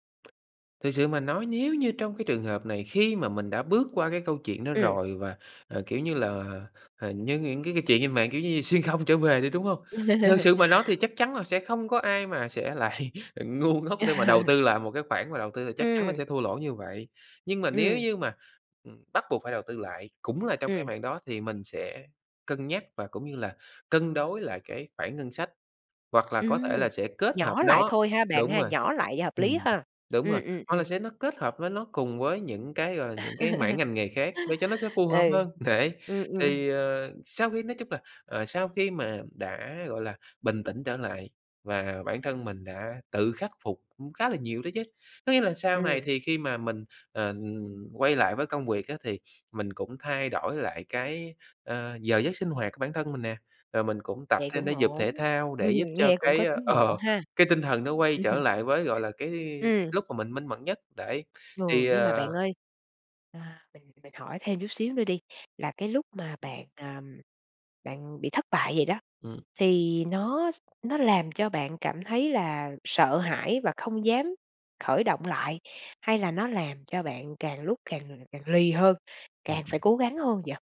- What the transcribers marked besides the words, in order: tapping; laugh; laugh; laughing while speaking: "ngu ngốc"; other background noise; laugh; laughing while speaking: "Đấy"; laugh; laughing while speaking: "ờ"; unintelligible speech
- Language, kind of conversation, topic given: Vietnamese, podcast, Bạn có thể kể về một lần bạn thất bại và cách bạn đứng dậy như thế nào?